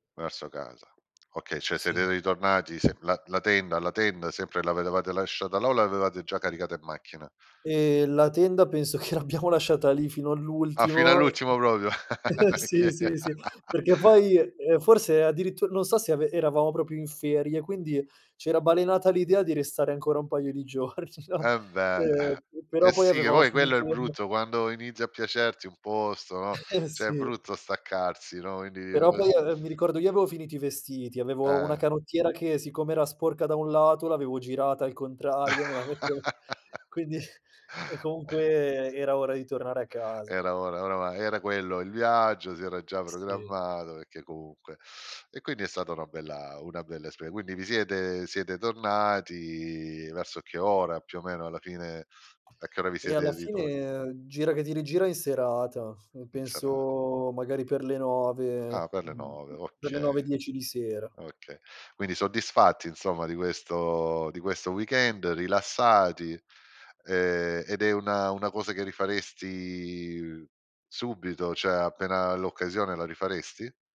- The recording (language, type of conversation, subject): Italian, podcast, Qual è un'avventura improvvisata che ricordi ancora?
- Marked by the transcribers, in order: other background noise; "cioè" said as "ceh"; "l'avevate" said as "avetevate"; laughing while speaking: "penso che l'abbiamo"; chuckle; laughing while speaking: "sì, sì, sì"; "proprio" said as "propio"; laugh; laughing while speaking: "Oka"; laugh; "proprio" said as "propio"; laughing while speaking: "giorni no"; unintelligible speech; laughing while speaking: "Eh sì"; "cioè" said as "ceh"; "quindi" said as "indi"; chuckle; "mettevo" said as "metteo"; laughing while speaking: "quindi"; chuckle; "perché" said as "pecchè"; tapping; "cioè" said as "ceh"